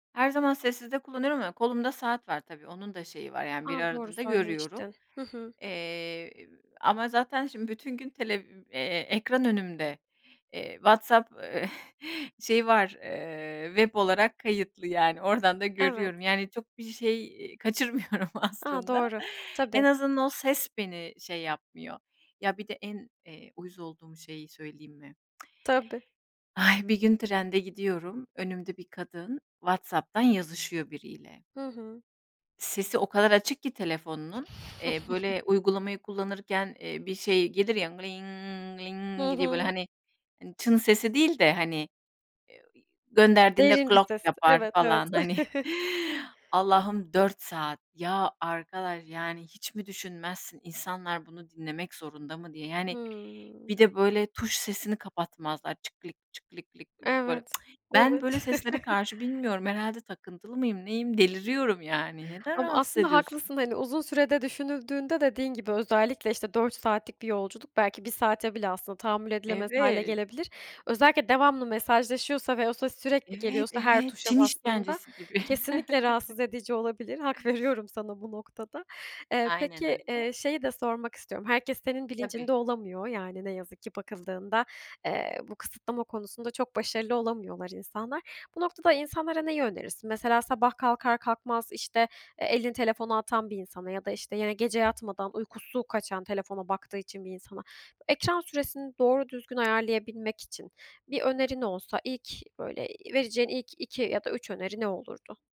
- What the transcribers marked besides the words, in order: chuckle; laughing while speaking: "kaçırmıyorum"; tsk; other background noise; chuckle; other noise; laughing while speaking: "hani"; unintelligible speech; tsk; chuckle; drawn out: "Evet"; chuckle; tapping
- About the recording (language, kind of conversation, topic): Turkish, podcast, Uygulama bildirimleriyle nasıl başa çıkıyorsun?